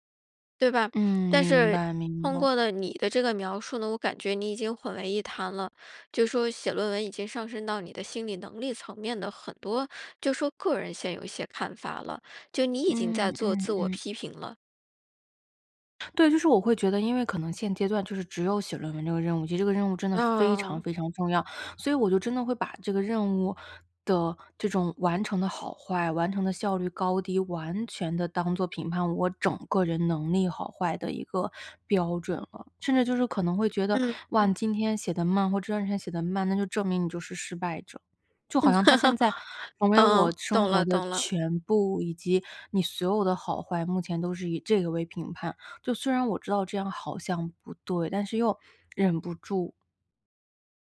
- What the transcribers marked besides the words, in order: chuckle; other background noise
- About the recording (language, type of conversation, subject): Chinese, advice, 我想寻求心理帮助却很犹豫，该怎么办？
- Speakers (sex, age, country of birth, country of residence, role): female, 30-34, China, United States, user; female, 35-39, China, United States, advisor